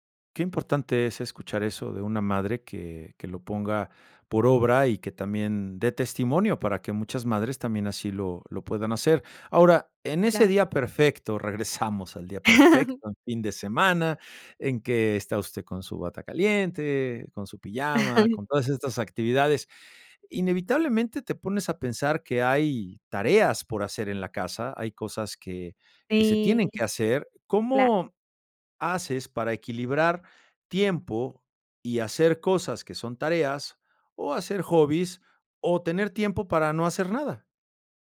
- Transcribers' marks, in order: laugh; laugh; tapping
- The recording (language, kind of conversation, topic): Spanish, podcast, ¿Cómo sería tu día perfecto en casa durante un fin de semana?